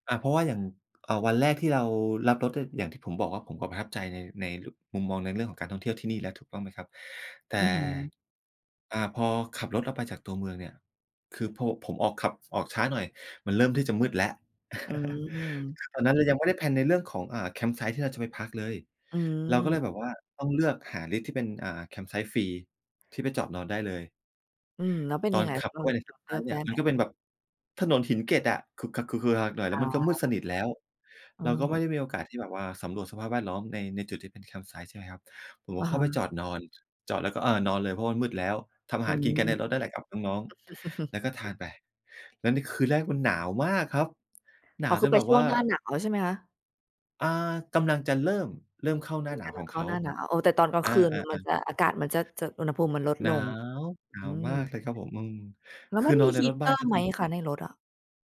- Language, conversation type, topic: Thai, podcast, ประสบการณ์การเดินทางครั้งไหนที่เปลี่ยนมุมมองชีวิตของคุณมากที่สุด?
- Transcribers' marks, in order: chuckle; other background noise; other noise; chuckle